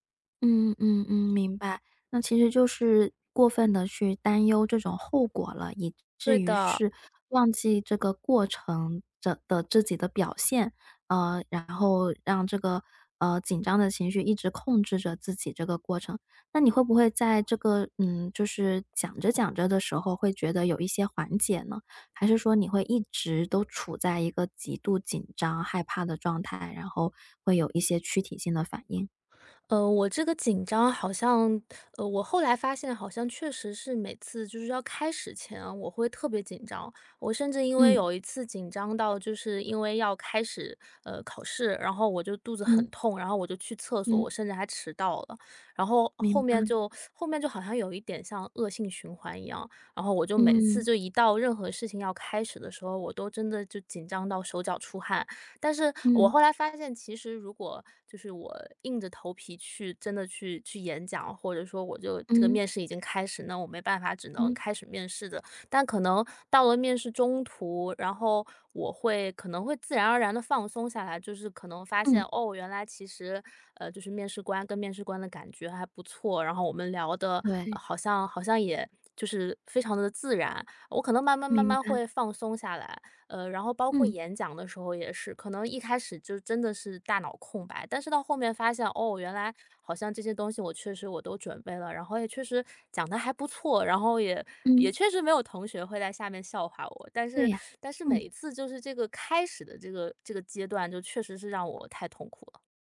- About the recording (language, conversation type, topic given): Chinese, advice, 面试或考试前我为什么会极度紧张？
- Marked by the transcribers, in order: none